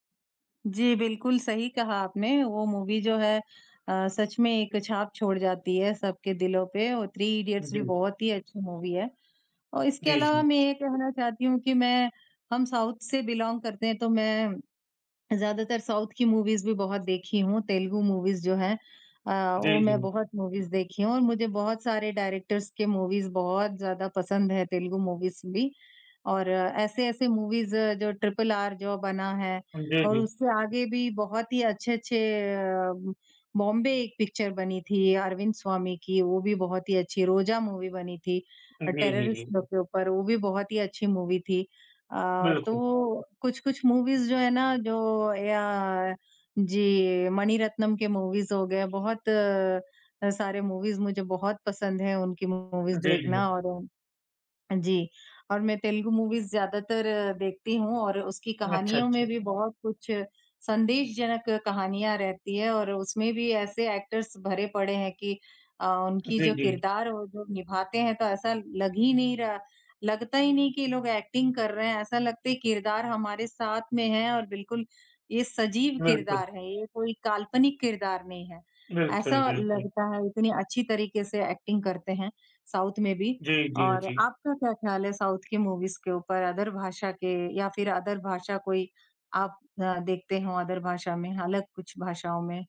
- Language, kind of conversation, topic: Hindi, unstructured, आपको कौन-सी फिल्में हमेशा याद रहती हैं और क्यों?
- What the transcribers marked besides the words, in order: in English: "मूवी"; in English: "मूवी"; in English: "साउथ"; in English: "बिलॉन्ग"; in English: "मूवीज़"; in English: "मूवीज़"; in English: "मूवीज़"; in English: "मूवीज़"; in English: "मूवीज़"; in English: "मूवीज़"; in English: "मूवी"; in English: "टेररिस्ट"; in English: "मूवी"; in English: "मूवीज़"; in English: "मूवीज़"; in English: "मूवीज़"; in English: "मूवीज़"; in English: "मूवीज़"; in English: "एक्टिंग"; in English: "साउथ"; in English: "मूवीज़"; in English: "अदर"; in English: "अदर"; in English: "अदर"